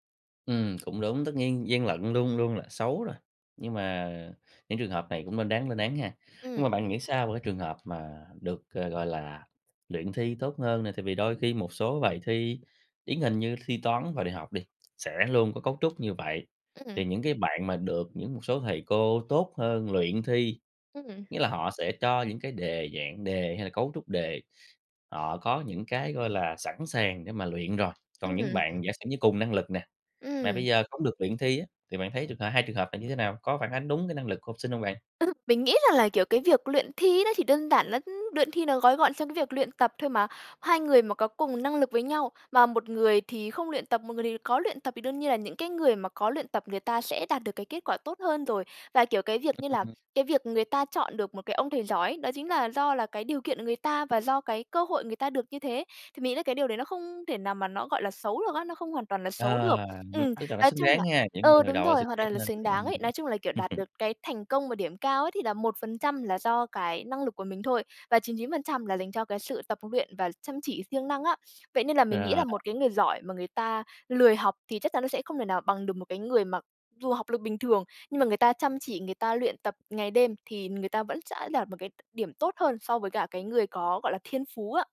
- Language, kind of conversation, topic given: Vietnamese, podcast, Bạn thấy các kỳ thi có phản ánh năng lực thật của học sinh không?
- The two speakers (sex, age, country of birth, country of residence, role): female, 20-24, Vietnam, Vietnam, guest; male, 30-34, Vietnam, Vietnam, host
- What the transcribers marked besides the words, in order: tapping; other background noise; chuckle